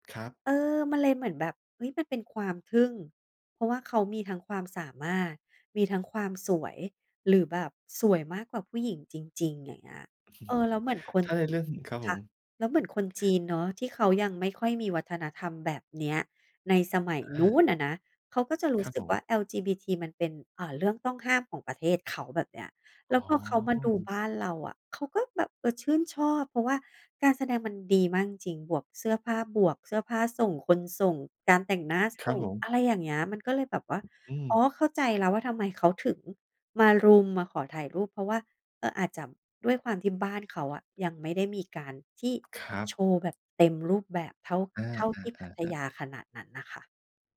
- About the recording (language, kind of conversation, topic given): Thai, podcast, ความทรงจำครั้งแรกของคุณจากการไปดูการแสดงสดเป็นยังไงบ้าง?
- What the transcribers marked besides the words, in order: chuckle; stressed: "นู้น"; tapping